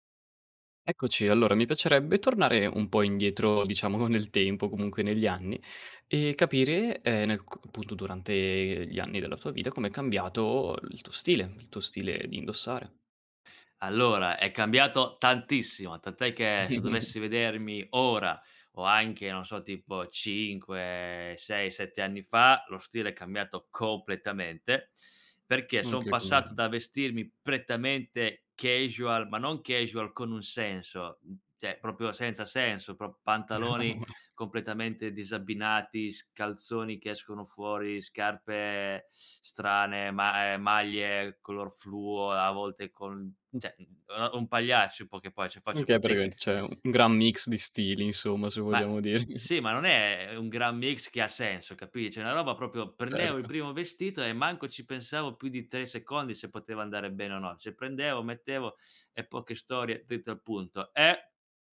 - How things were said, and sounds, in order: laughing while speaking: "diciamo"; tapping; chuckle; "cioè" said as "ceh"; "proprio" said as "propio"; chuckle; "cioè" said as "ceh"; unintelligible speech; "cioè" said as "ceh"; "praticamente" said as "praticment"; other background noise; chuckle; "cioè" said as "ceh"; "proprio" said as "propio"; "Cioè" said as "Ceh"; "dritto" said as "tritte"
- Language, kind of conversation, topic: Italian, podcast, Come è cambiato il tuo stile nel tempo?
- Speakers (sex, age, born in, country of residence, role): male, 20-24, Italy, Italy, host; male, 25-29, Italy, Italy, guest